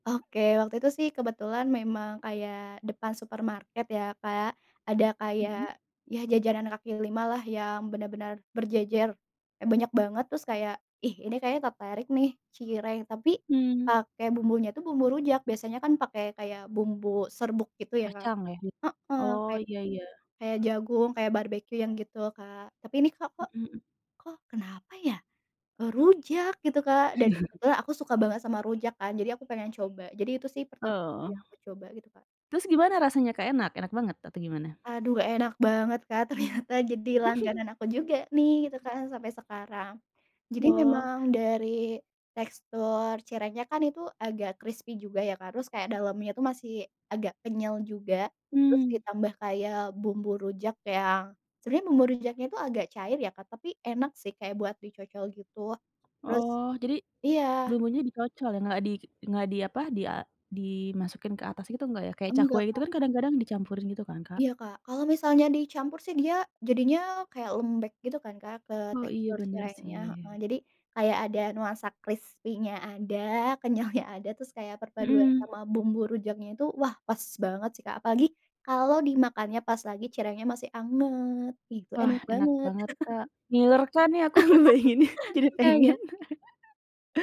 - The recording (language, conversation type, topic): Indonesian, podcast, Bagaimana pengalamanmu saat pertama kali mencoba makanan jalanan setempat?
- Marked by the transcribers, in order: other background noise; chuckle; laughing while speaking: "ternyata"; laugh; tapping; laughing while speaking: "kenyalnya"; laughing while speaking: "nih aku ngebayanginnya, jadi pengin"; laugh